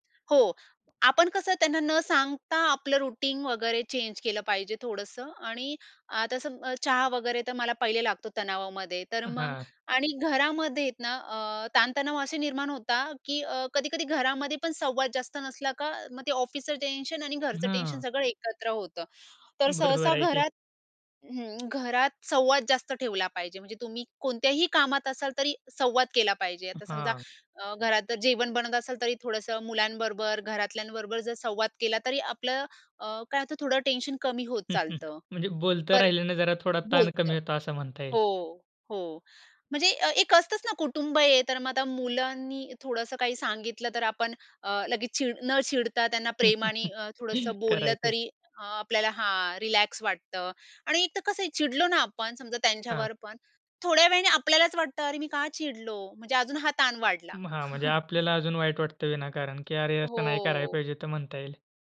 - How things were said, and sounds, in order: in English: "रुटीन"; in English: "चेंज"; other noise; laughing while speaking: "बरोबर आहे की"; chuckle; chuckle; in English: "रिलॅक्स"; chuckle
- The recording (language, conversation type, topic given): Marathi, podcast, आजच्या ताणतणावात घराला सुरक्षित आणि शांत आश्रयस्थान कसं बनवता?